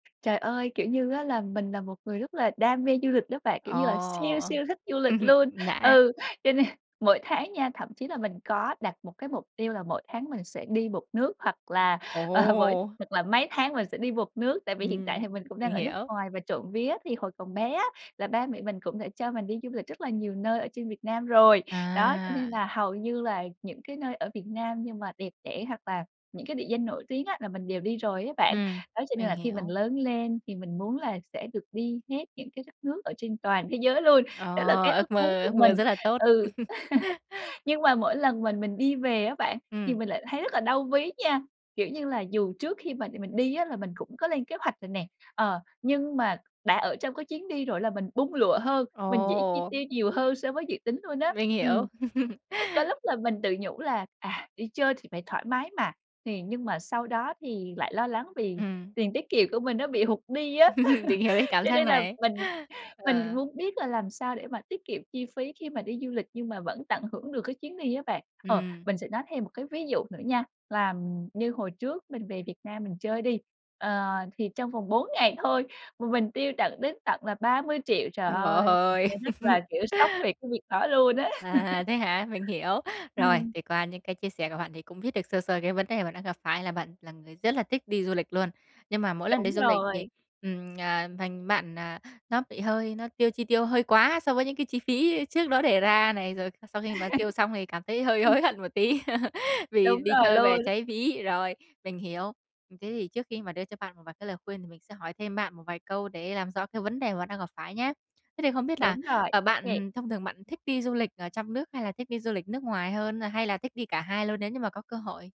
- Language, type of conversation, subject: Vietnamese, advice, Làm sao để tiết kiệm chi phí khi đi du lịch?
- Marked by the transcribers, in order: tapping; laugh; laughing while speaking: "du lịch luôn. Ừ, cho nên"; laughing while speaking: "ờ, mỗi"; laughing while speaking: "toàn thế giới luôn. Đó là"; laugh; laugh; laugh; laugh; laughing while speaking: "Mình hiểu cái cảm giác này"; laugh; laughing while speaking: "Cho nên là mình"; laughing while speaking: "ngày thôi"; laugh; laughing while speaking: "À"; laughing while speaking: "luôn á"; laugh; other background noise; laugh; laughing while speaking: "hối hận một tí"; laugh